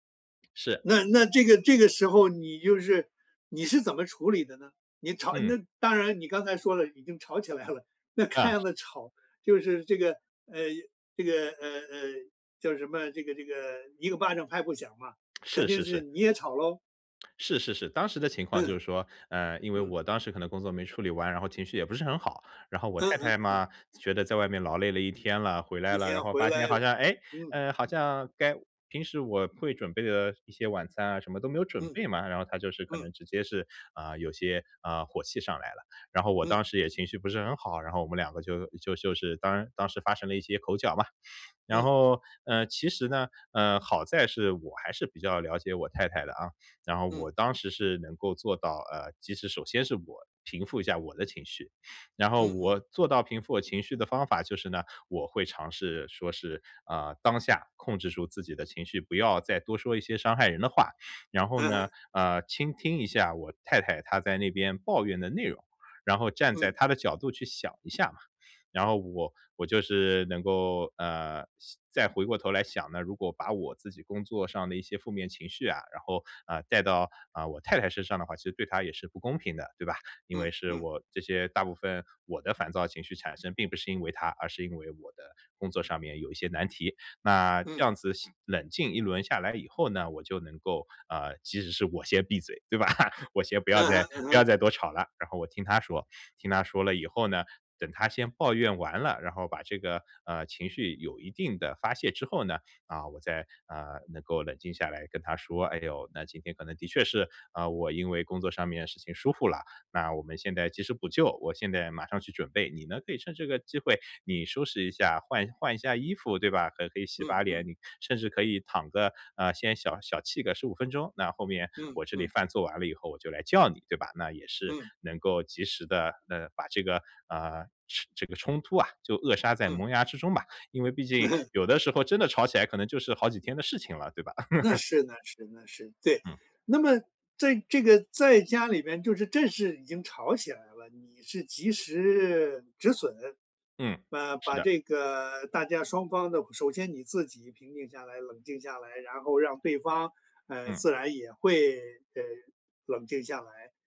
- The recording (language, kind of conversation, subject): Chinese, podcast, 在家里如何示范处理情绪和冲突？
- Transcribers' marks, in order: laughing while speaking: "来了"; sniff; sniff; sniff; laughing while speaking: "对吧？"; sniff; laughing while speaking: "嗯哼"; laugh